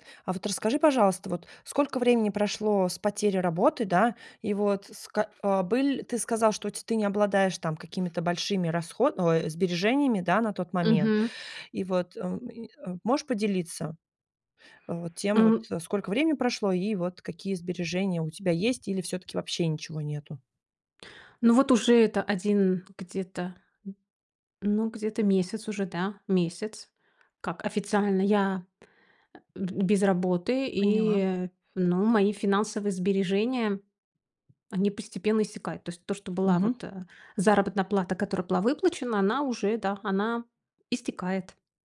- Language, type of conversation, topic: Russian, advice, Как справиться с неожиданной потерей работы и тревогой из-за финансов?
- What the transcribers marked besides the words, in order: tapping